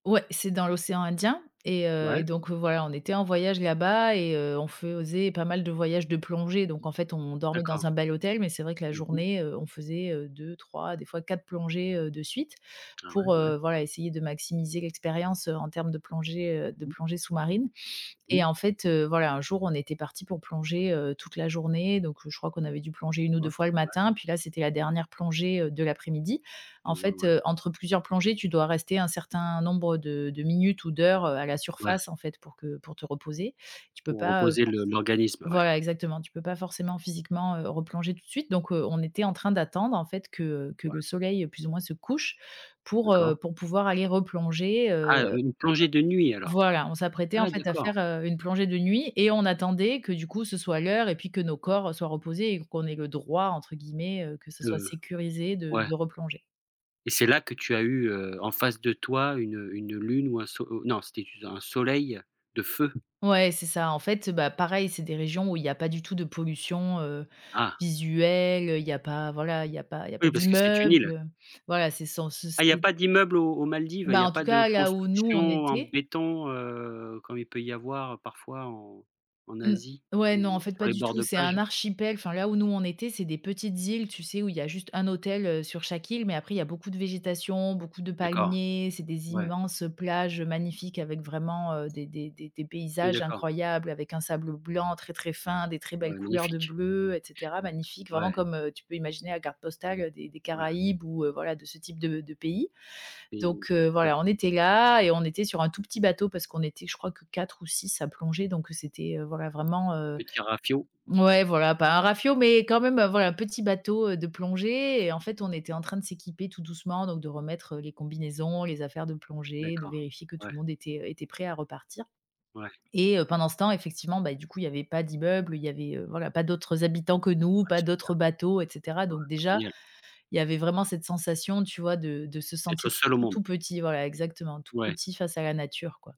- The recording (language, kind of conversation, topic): French, podcast, Quand avez-vous été ému(e) par un lever ou un coucher de soleil ?
- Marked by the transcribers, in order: tapping; stressed: "d'immeubles"; stressed: "béton"; other background noise